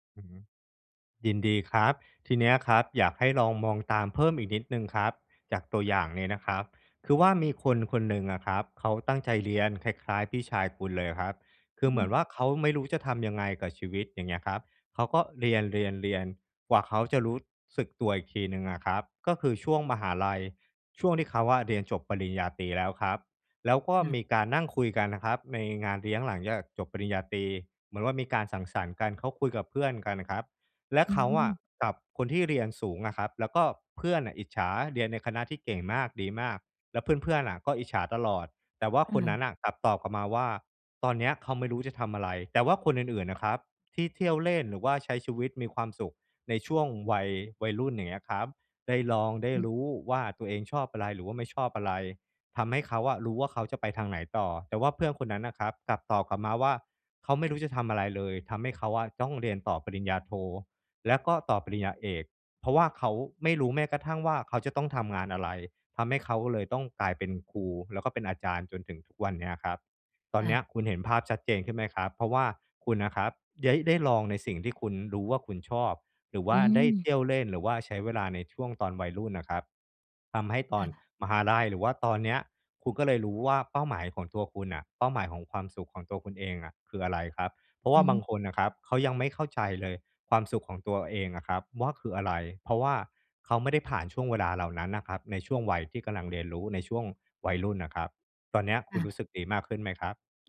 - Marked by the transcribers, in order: other noise
- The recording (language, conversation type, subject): Thai, advice, ฉันจะหลีกเลี่ยงการเปรียบเทียบตัวเองกับเพื่อนและครอบครัวได้อย่างไร